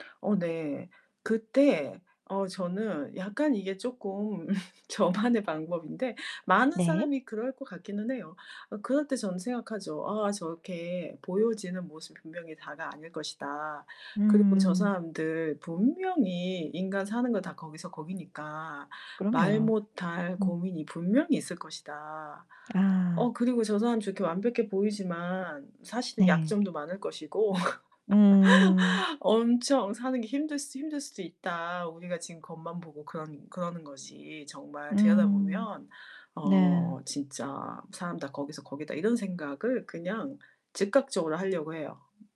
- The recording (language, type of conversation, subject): Korean, podcast, 다른 사람과 비교할 때 자신감을 지키는 비결은 뭐예요?
- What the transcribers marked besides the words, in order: laugh; laughing while speaking: "저만의"; other background noise; distorted speech; laugh